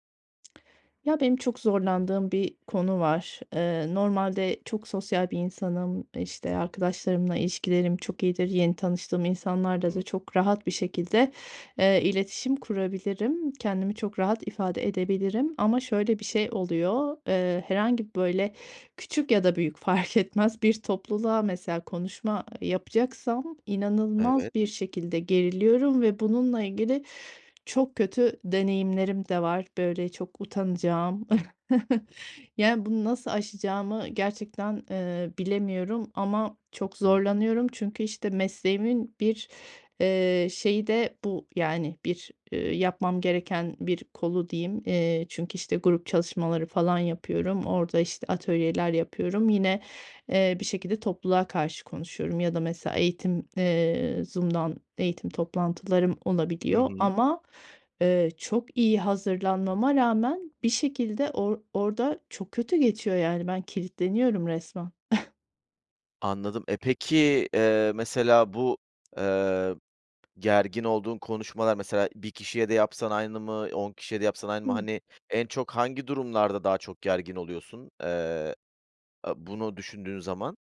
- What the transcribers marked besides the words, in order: lip smack; laughing while speaking: "fark etmez"; chuckle; scoff; tapping
- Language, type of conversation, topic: Turkish, advice, Topluluk önünde konuşma kaygınızı nasıl yönetiyorsunuz?